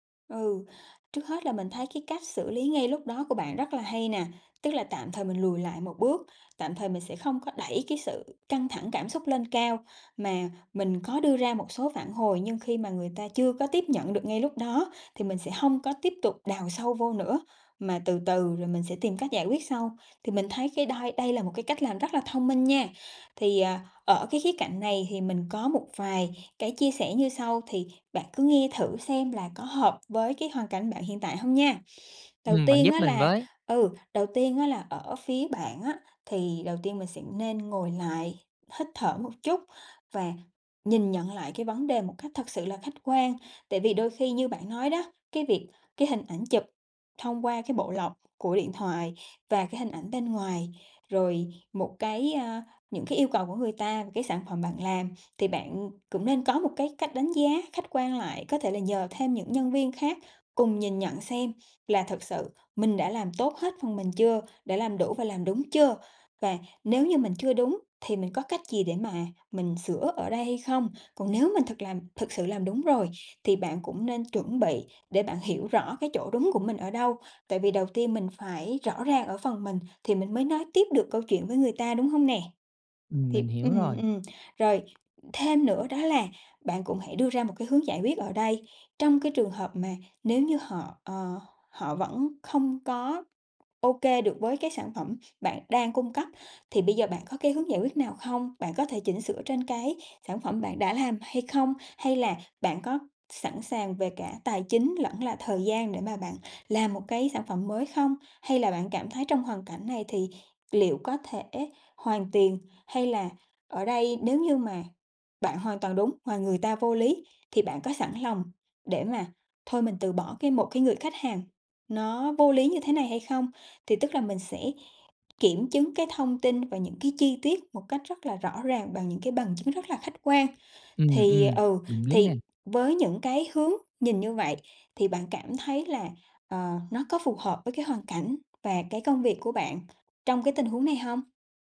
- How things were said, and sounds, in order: tapping
- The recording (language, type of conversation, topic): Vietnamese, advice, Bạn đã nhận phản hồi gay gắt từ khách hàng như thế nào?